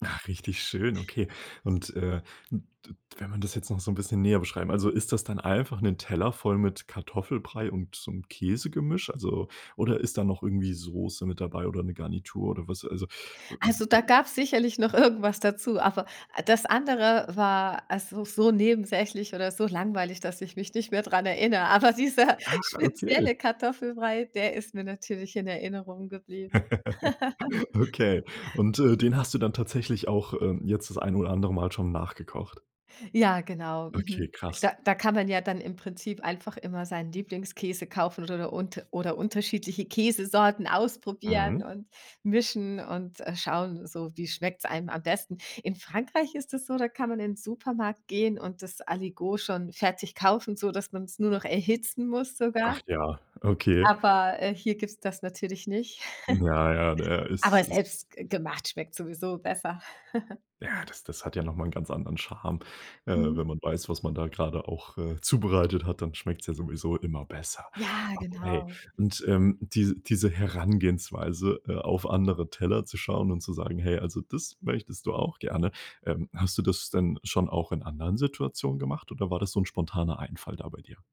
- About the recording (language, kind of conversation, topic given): German, podcast, Wie beeinflussen Reisen deinen Geschmackssinn?
- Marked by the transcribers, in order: other noise; laughing while speaking: "irgendwas"; laughing while speaking: "spezielle"; laugh; laugh; chuckle